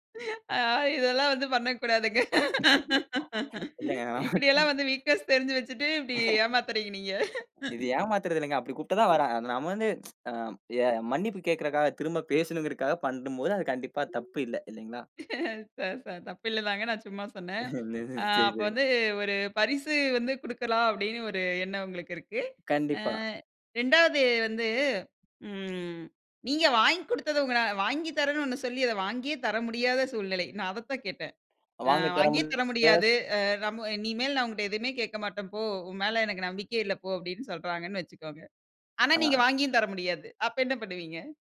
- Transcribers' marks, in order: laughing while speaking: "அ இதெலாம் வந்து பண்ணக்கூடாதுங்க. இப்டி … இப்டி ஏமாத்துறீங்க நீங்க"; other noise; tapping; in English: "வீக்நெஸ்"; unintelligible speech; laugh; tsk; laughing while speaking: "தப்பு இல்லதாங்க. நான் சும்மா சொன்னேன்"; chuckle; other background noise; unintelligible speech; chuckle
- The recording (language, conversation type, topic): Tamil, podcast, சண்டைக்குப் பிறகு நம்பிக்கையை எப்படி மீட்டெடுக்கலாம்?